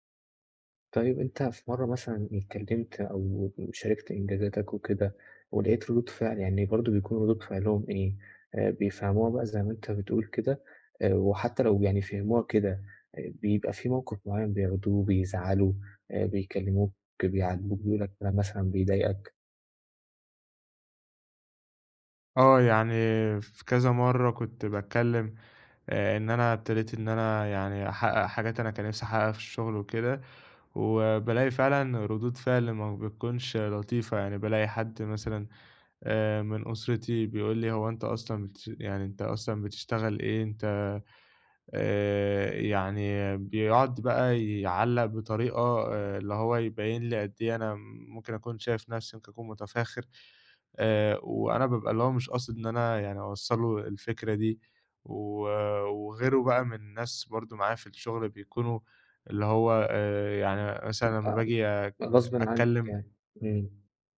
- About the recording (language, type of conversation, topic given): Arabic, advice, عرض الإنجازات بدون تباهٍ
- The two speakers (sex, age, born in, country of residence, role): male, 20-24, Egypt, Egypt, advisor; male, 20-24, Egypt, Egypt, user
- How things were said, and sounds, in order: tapping; unintelligible speech